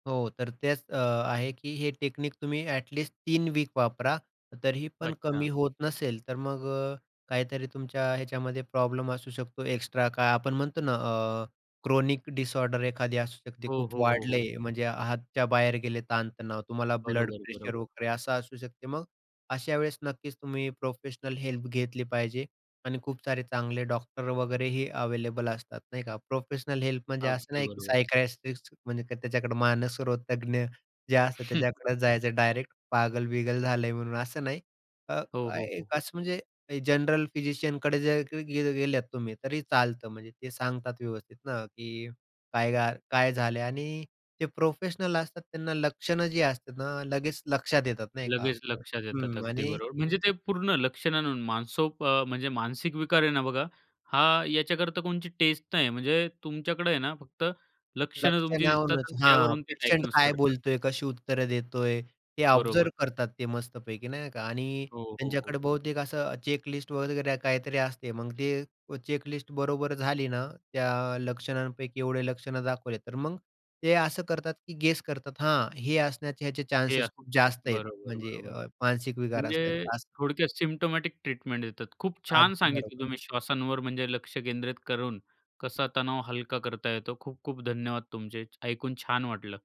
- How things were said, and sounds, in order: in English: "टेक्निक"; in English: "ॲट लिस्ट"; in English: "क्रोनिक डिसऑर्डर"; in English: "प्रोफेशनल हेल्प"; in English: "प्रोफेशनल हेल्प"; chuckle; in English: "डायग्नोज"; in English: "ऑब्झर्व्ह"; in English: "सिम्प्टोमॅटिक ट्रीटमेंट"; other background noise
- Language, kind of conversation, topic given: Marathi, podcast, तणावाच्या वेळी तुम्ही श्वासोच्छवास कसा करता?